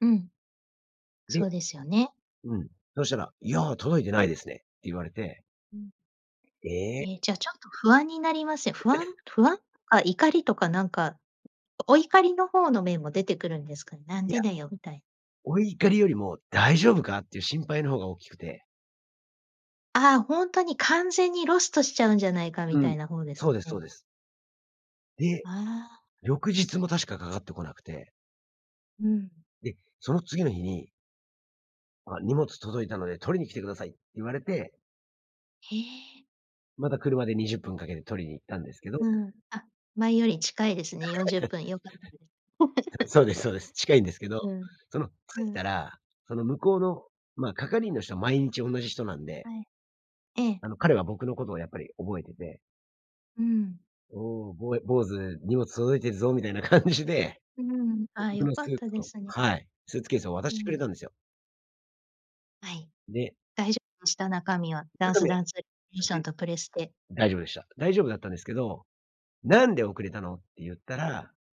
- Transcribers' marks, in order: giggle; laugh; laughing while speaking: "そうです そうです"; laugh; laughing while speaking: "感じで"
- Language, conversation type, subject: Japanese, podcast, 荷物が届かなかったとき、どう対応しましたか？